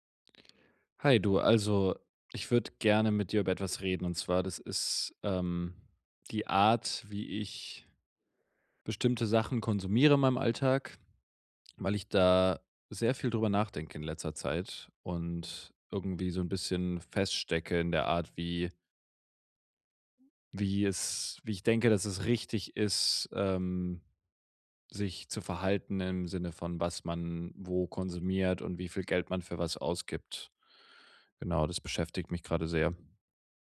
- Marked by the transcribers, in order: none
- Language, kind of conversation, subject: German, advice, Wie kann ich im Alltag bewusster und nachhaltiger konsumieren?
- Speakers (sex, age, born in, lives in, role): female, 30-34, Germany, Germany, advisor; male, 25-29, Germany, Germany, user